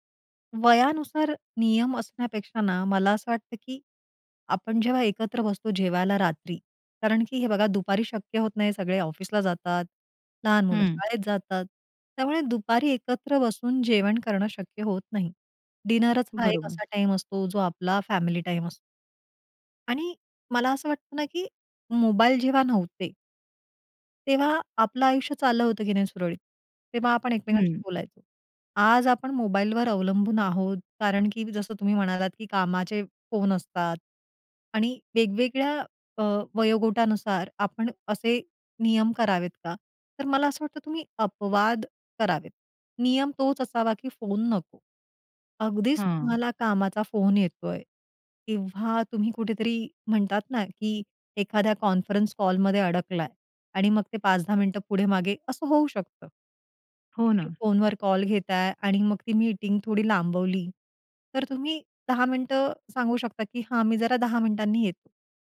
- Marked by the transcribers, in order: in English: "डिनरच"; in English: "फॅमिली टाईम"
- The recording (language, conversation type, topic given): Marathi, podcast, कुटुंबीय जेवणात मोबाईल न वापरण्याचे नियम तुम्ही कसे ठरवता?